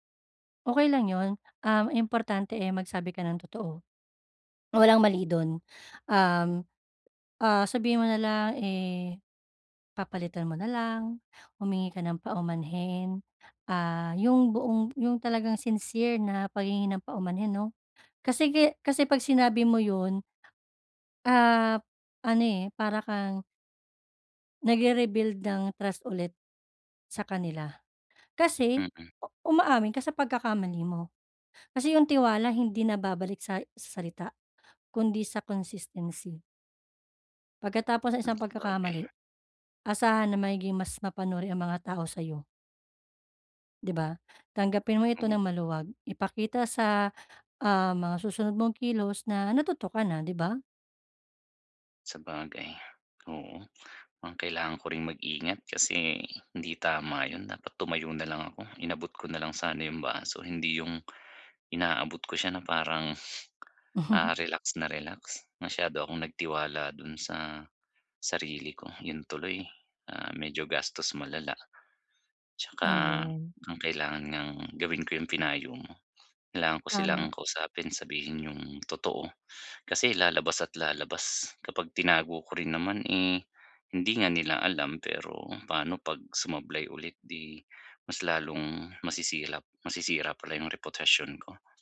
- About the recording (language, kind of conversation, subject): Filipino, advice, Paano ko tatanggapin ang responsibilidad at matututo mula sa aking mga pagkakamali?
- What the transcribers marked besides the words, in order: in English: "consistency"; other background noise; chuckle; other animal sound